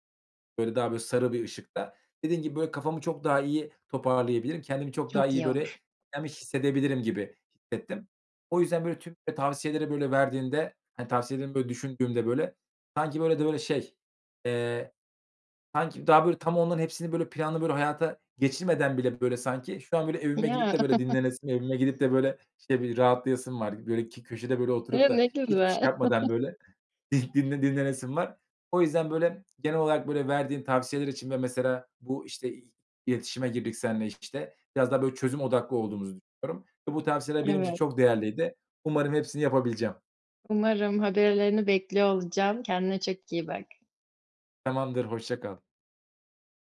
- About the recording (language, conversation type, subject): Turkish, advice, Evde dinlenmek ve rahatlamakta neden zorlanıyorum, ne yapabilirim?
- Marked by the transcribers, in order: other background noise; chuckle; chuckle; laughing while speaking: "dinle dinlenesim"; tapping